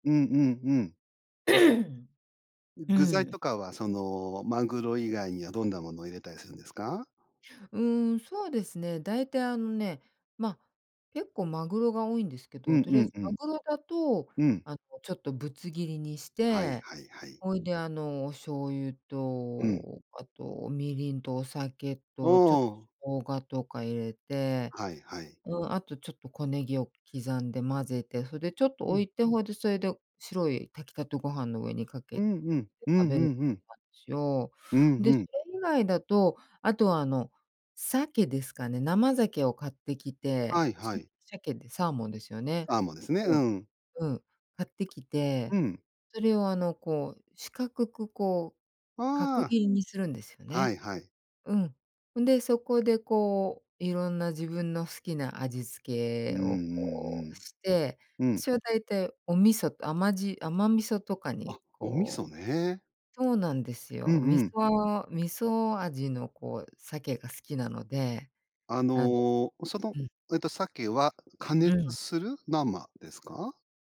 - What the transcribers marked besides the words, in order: throat clearing; unintelligible speech; "サーモン" said as "アーモン"; unintelligible speech
- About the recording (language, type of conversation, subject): Japanese, podcast, 短時間で作れるご飯、どうしてる？